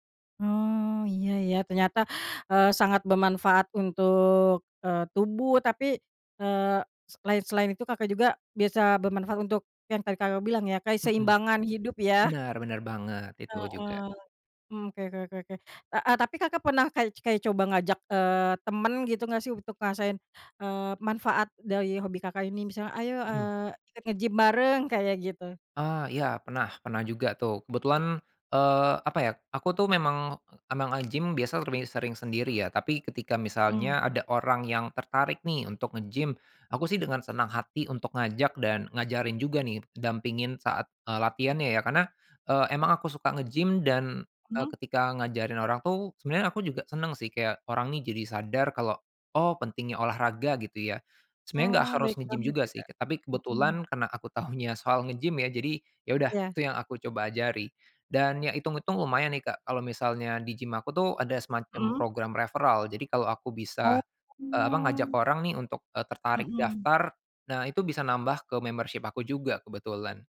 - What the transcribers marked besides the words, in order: other background noise; in English: "referral"; drawn out: "Oh"; in English: "membership"
- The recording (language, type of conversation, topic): Indonesian, podcast, Bagaimana Anda mengatur waktu antara pekerjaan dan hobi agar sama-sama bermanfaat?